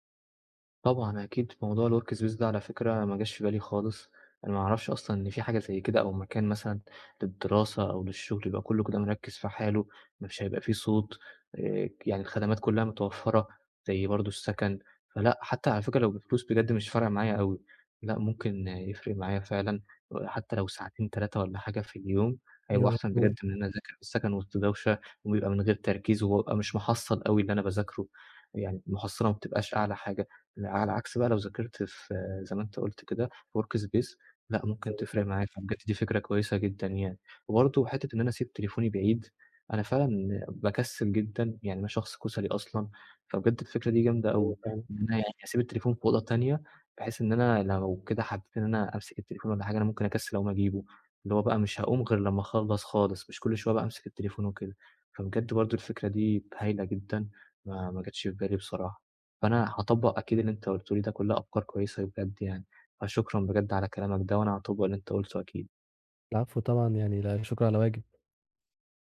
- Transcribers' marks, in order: in English: "الworkspace"; other background noise; in English: "الworkspace"
- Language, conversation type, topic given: Arabic, advice, إزاي أتعامل مع التشتت الذهني اللي بيتكرر خلال يومي؟